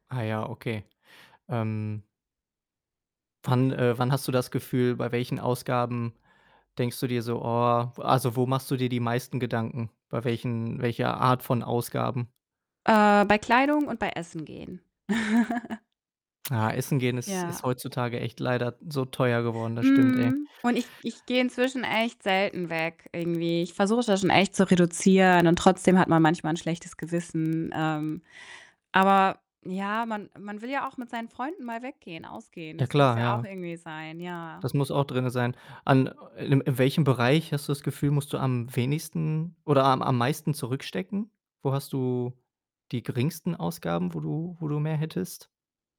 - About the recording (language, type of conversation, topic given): German, advice, Wie gehst du mit Schuldgefühlen um, wenn du trotz Sparzielen Geld für dich selbst ausgibst?
- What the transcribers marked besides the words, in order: tapping; distorted speech; laugh; other background noise